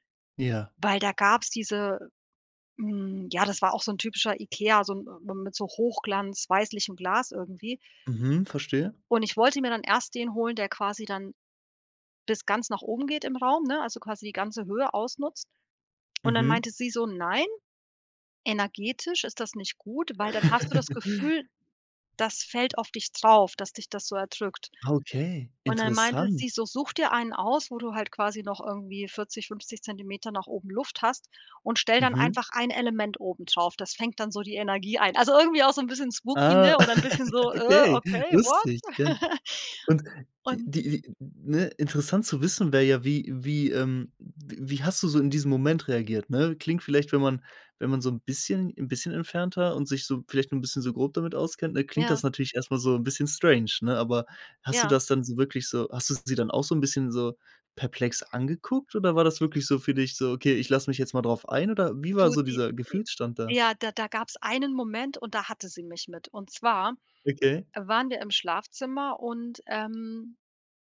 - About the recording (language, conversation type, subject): German, podcast, Was machst du, um dein Zuhause gemütlicher zu machen?
- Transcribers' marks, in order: chuckle; laugh; in English: "spooky"; in English: "what?"; chuckle; in English: "strange"; other background noise